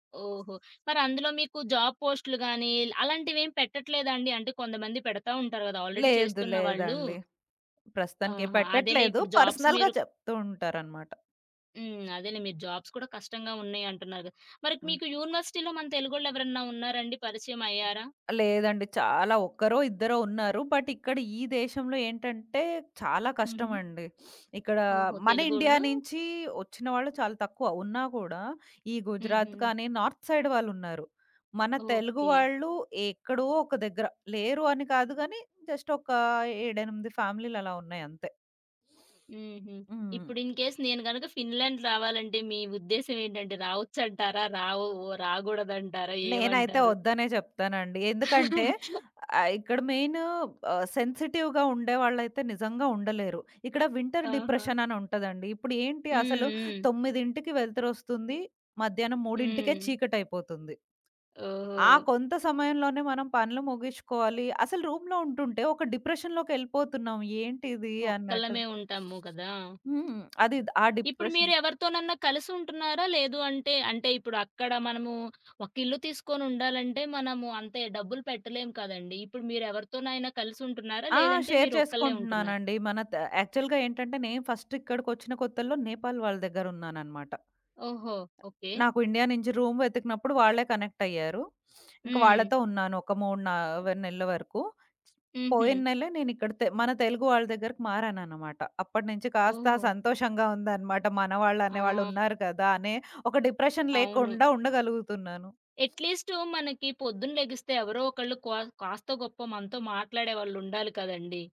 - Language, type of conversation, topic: Telugu, podcast, స్వల్ప కాలంలో మీ జీవితాన్ని మార్చేసిన సంభాషణ ఏది?
- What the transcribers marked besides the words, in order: in English: "జాబ్"; in English: "ఆల్రెడీ"; tapping; in English: "పర్సనల్‌గా"; in English: "జాబ్స్"; in English: "జాబ్స్"; in English: "యూనివర్సిటీలో"; in English: "బట్"; sniff; in English: "నార్త్ సైడ్"; in English: "జస్ట్"; in English: "ఫ్యామిలీలలా"; sniff; in English: "ఇన్‌కేేస్"; other background noise; giggle; chuckle; in English: "సెన్సిటివ్‌గా"; in English: "వింటర్ డిప్రెషన్"; in English: "రూమ్‌లో"; in English: "డిప్రెషన్‌లోకెళ్ళిపోతున్నాం"; lip smack; in English: "డిప్రెషన్"; in English: "షేర్"; in English: "యాక్చువల్‌గా"; in English: "ఫస్ట్"; in English: "రూమ్"; in English: "కనెక్ట్"; sniff; in English: "డిప్రెషన్"; in English: "ఎట్‌లీస్టు"